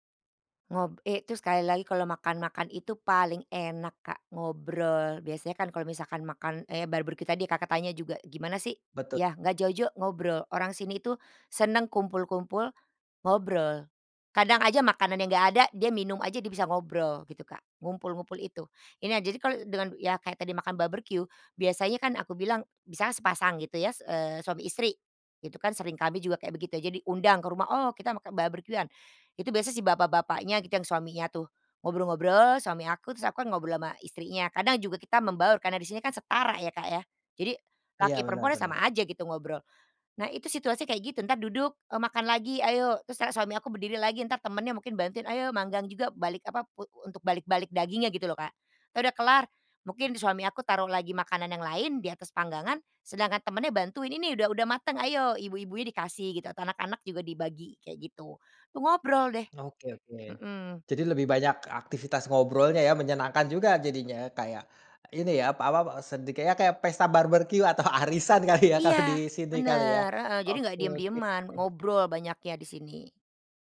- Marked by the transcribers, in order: "barbeque" said as "barberqiu"; laughing while speaking: "arisan kali ya kalau"
- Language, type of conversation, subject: Indonesian, podcast, Bagaimana musim memengaruhi makanan dan hasil panen di rumahmu?